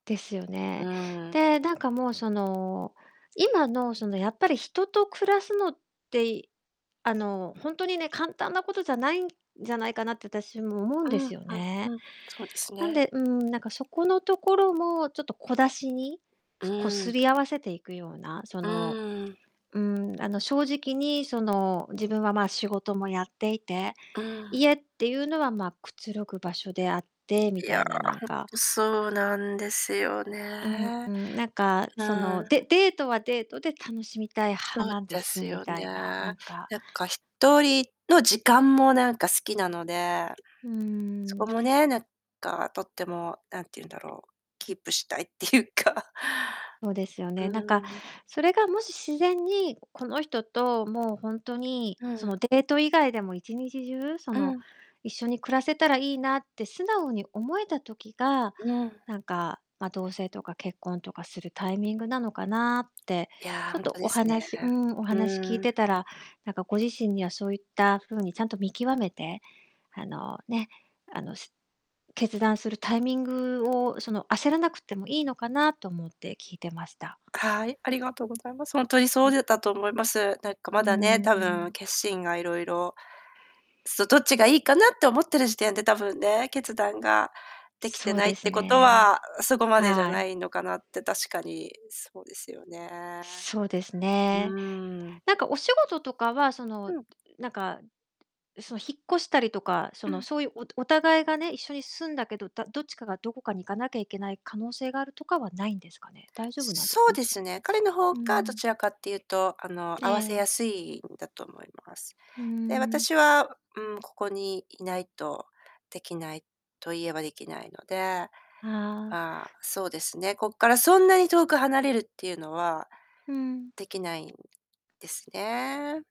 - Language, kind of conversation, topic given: Japanese, advice, 結婚するか独身を続けるか、どうやって決めればいいですか？
- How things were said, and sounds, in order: distorted speech; other background noise; laughing while speaking: "ゆうか"; static